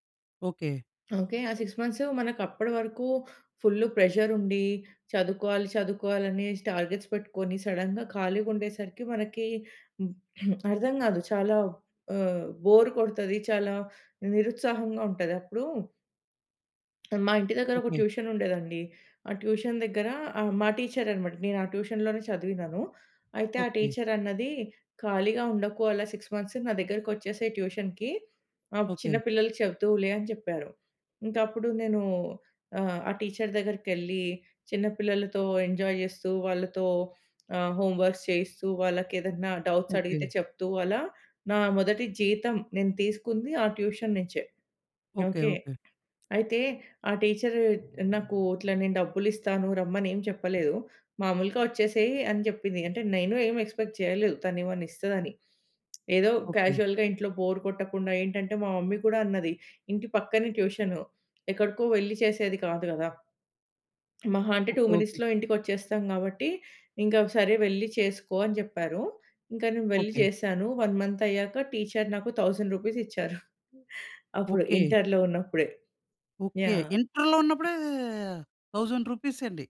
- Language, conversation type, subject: Telugu, podcast, మొదటి జీతాన్ని మీరు స్వయంగా ఎలా ఖర్చు పెట్టారు?
- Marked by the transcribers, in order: in English: "సిక్స్ మంత్స్"; in English: "ఫుల్ ప్రెషర్"; in English: "టార్గెట్స్"; in English: "సడెన్‌గా"; throat clearing; in English: "బోర్"; other background noise; in English: "ట్యూషన్"; in English: "ట్యూషన్‌లోనే"; in English: "టీచర్"; in English: "సిక్స్ మంత్స్"; in English: "ట్యూషన్‌కి"; in English: "టీచర్"; in English: "ఎంజాయ్"; in English: "హోమ్‌వర్క్స్"; tapping; in English: "డౌట్స్"; in English: "ట్యూషన్"; in English: "ఎక్స్‌పెక్ట్"; in English: "క్యాజువల్‌గా"; in English: "బోర్"; in English: "మమ్మీ"; in English: "టూ మినిట్స్‌లో"; in English: "వన్ మంత్"; in English: "థౌసండ్ రూపీస్"; giggle; in English: "థౌసండ్ రూపీస్"